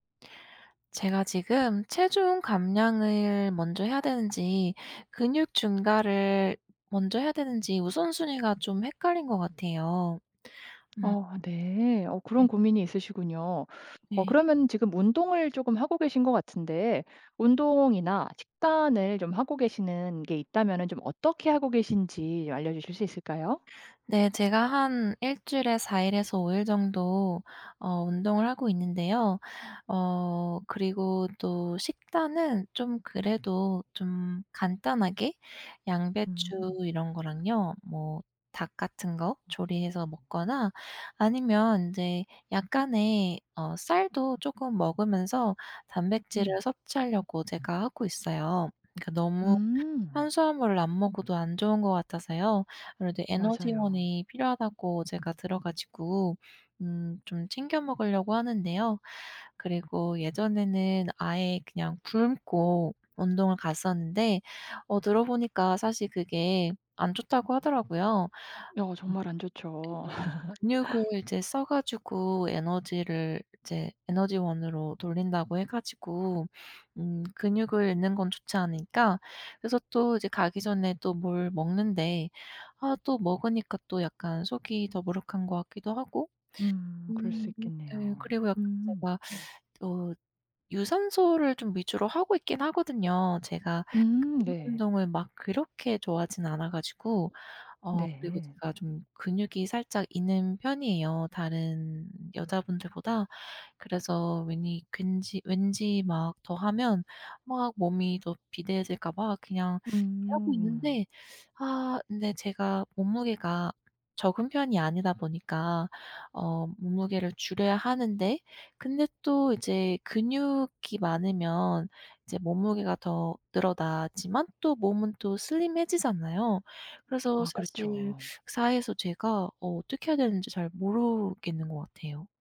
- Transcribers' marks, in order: other background noise; laugh; teeth sucking; teeth sucking; lip smack
- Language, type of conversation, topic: Korean, advice, 체중 감량과 근육 증가 중 무엇을 우선해야 할지 헷갈릴 때 어떻게 목표를 정하면 좋을까요?